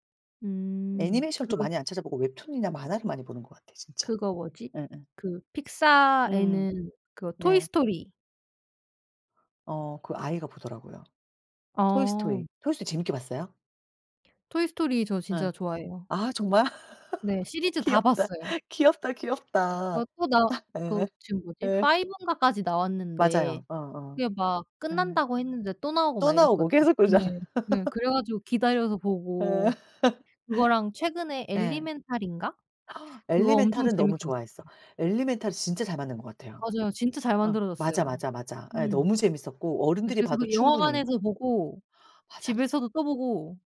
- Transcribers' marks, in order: other background noise; laugh; laugh; laugh; gasp
- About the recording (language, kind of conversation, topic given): Korean, unstructured, 어렸을 때 가장 좋아했던 만화나 애니메이션은 무엇인가요?